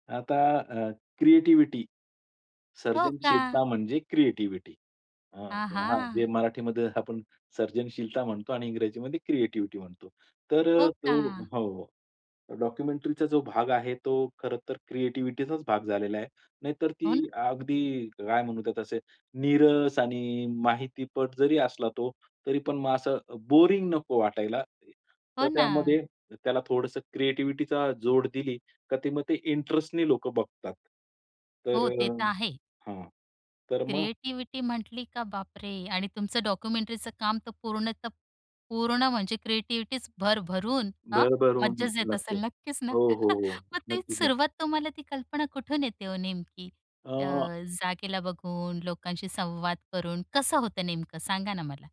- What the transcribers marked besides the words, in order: joyful: "आहा!"; in English: "डॉक्युमेंटरीचा"; other noise; in English: "बोरिंग"; tapping; surprised: "बापरे!"; in English: "डॉक्युमेंटरीचं"; other background noise; chuckle
- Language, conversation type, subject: Marathi, podcast, तुमची सर्जनशील प्रक्रिया साधारणपणे कशी असते?